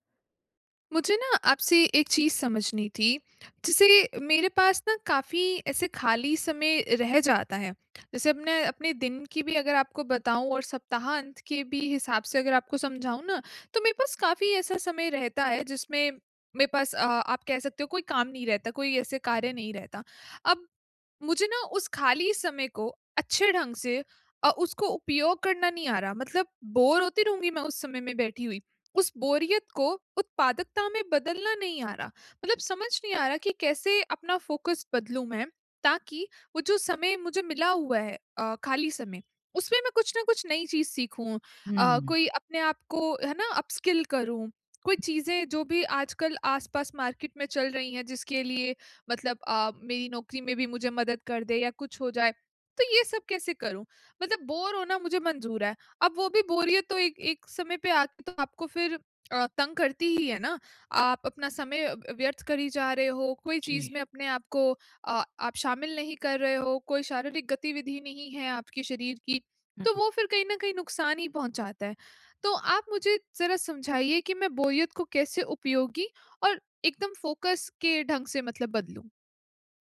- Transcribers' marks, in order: in English: "बोर"; in English: "फोकस"; in English: "अपस्किल"; in English: "मार्केट"; in English: "बोर"; in English: "फ़ोकस"
- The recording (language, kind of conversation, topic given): Hindi, advice, बोरियत को उत्पादकता में बदलना